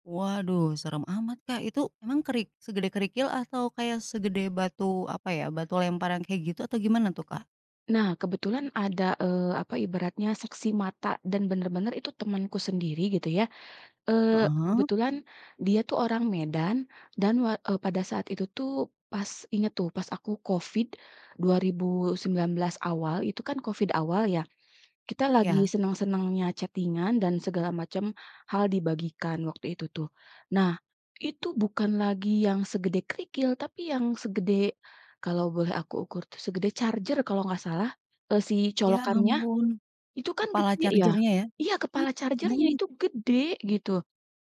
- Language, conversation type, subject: Indonesian, podcast, Menurutmu, apa tanda-tanda awal musim hujan?
- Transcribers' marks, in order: tapping; in English: "chatting-an"; in English: "charger"; in English: "charger-nya"; in English: "charger-nya"